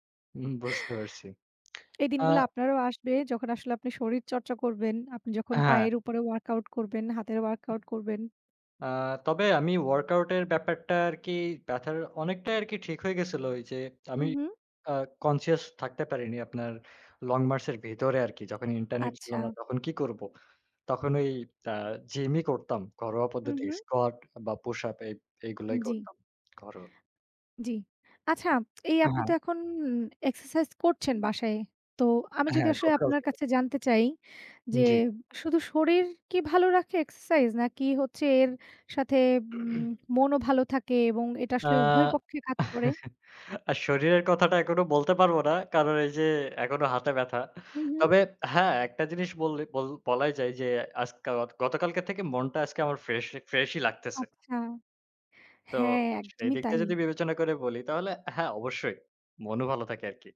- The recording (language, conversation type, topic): Bengali, unstructured, শরীরচর্চা করলে মনও ভালো থাকে কেন?
- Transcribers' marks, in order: other background noise; horn; in English: "conscious"; tapping; throat clearing; chuckle; laughing while speaking: "শরীরের কথাটা এখনো বলতে পারব না। কারণ এই যে একনো হাতে ব্যাথা"; "এখনো" said as "একনো"